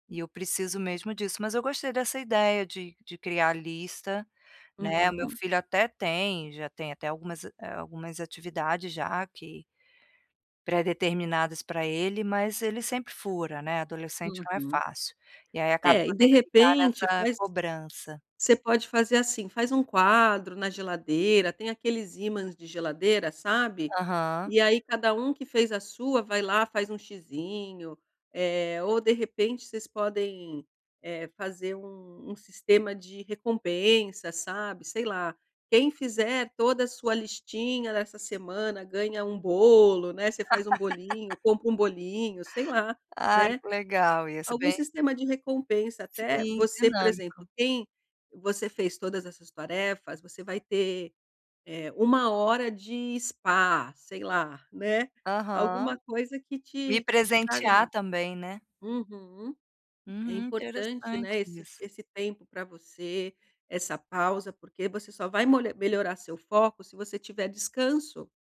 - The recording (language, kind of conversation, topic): Portuguese, advice, Como posso reduzir a multitarefa e melhorar o meu foco?
- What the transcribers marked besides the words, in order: laugh